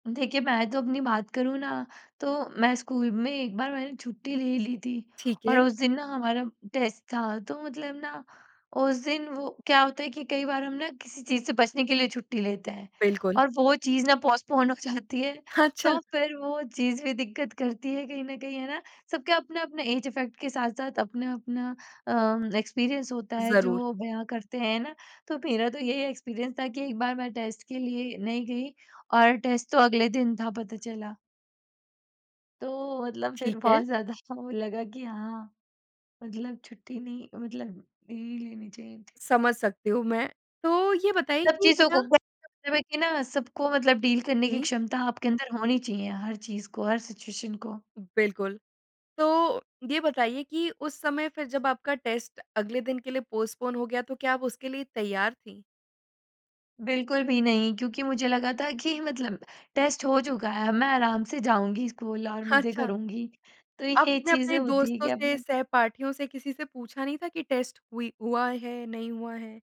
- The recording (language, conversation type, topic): Hindi, podcast, छुट्टी लेने पर अपराधबोध कैसे कम किया जा सकता है?
- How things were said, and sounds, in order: in English: "टेस्ट"; in English: "पोस्टपोन"; laughing while speaking: "जाती है"; in English: "ऐज इफेक्ट"; in English: "एक्सपीरियंस"; in English: "एक्सपीरियंस"; in English: "टेस्ट"; in English: "टेस्ट"; tapping; unintelligible speech; in English: "डील"; in English: "सिचुएशन"; in English: "टेस्ट"; in English: "पोस्टपोन"; in English: "टेस्ट"; in English: "टेस्ट"